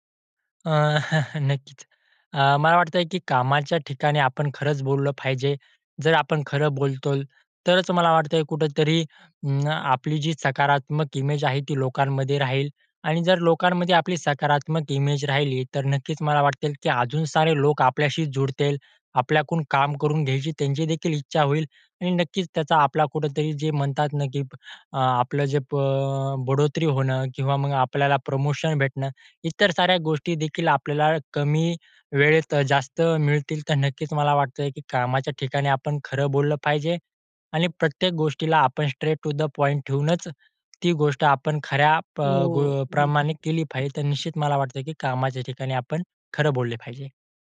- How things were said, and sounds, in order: chuckle; "बोलतो" said as "बोलतोल"; tapping; laughing while speaking: "तर"; other noise; in English: "स्ट्रेट टू द पॉईंट"
- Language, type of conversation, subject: Marathi, podcast, कामाच्या ठिकाणी नेहमी खरं बोलावं का, की काही प्रसंगी टाळावं?